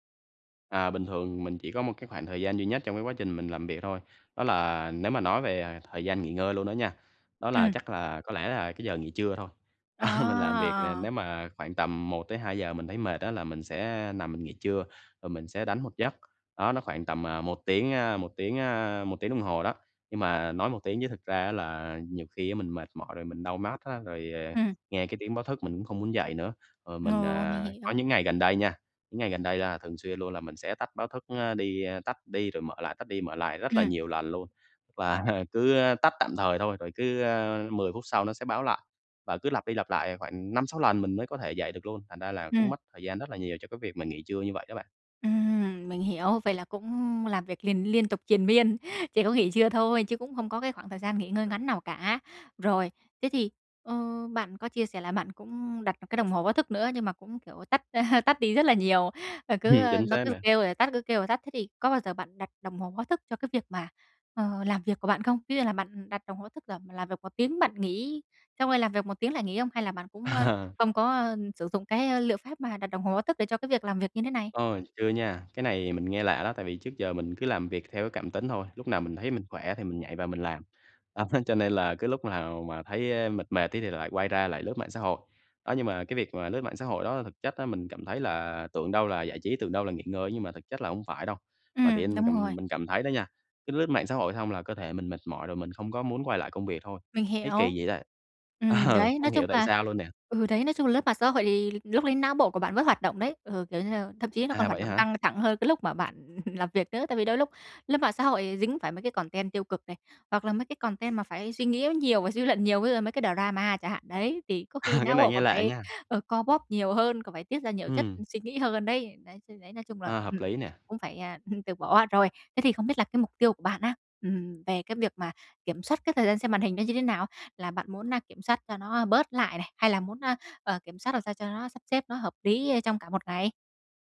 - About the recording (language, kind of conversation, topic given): Vietnamese, advice, Làm thế nào để kiểm soát thời gian xem màn hình hằng ngày?
- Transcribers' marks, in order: tapping; chuckle; laughing while speaking: "là"; chuckle; chuckle; chuckle; laughing while speaking: "Đó"; wind; laughing while speaking: "Ờ"; chuckle; in English: "content"; in English: "content"; in English: "đờ ra ma"; "drama" said as "đờ ra ma"; surprised: "Cái này nghe lạ nha!"